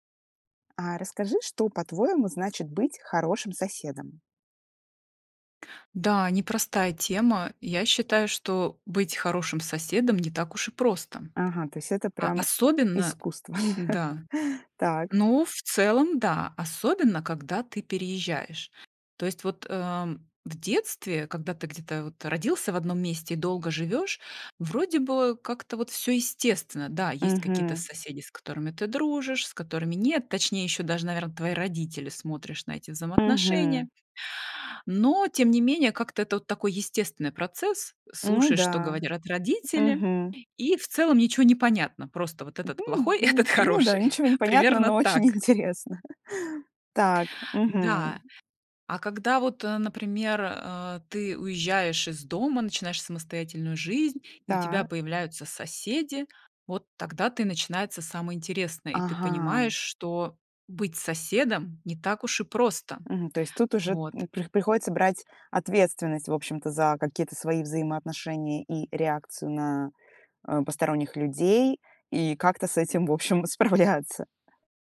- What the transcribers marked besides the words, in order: tapping; laugh; "говорят" said as "говонрят"; other background noise; laughing while speaking: "этот - хороший. Примерно так"; laughing while speaking: "но очень интересно"; laughing while speaking: "справляться"
- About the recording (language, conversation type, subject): Russian, podcast, Что, по‑твоему, значит быть хорошим соседом?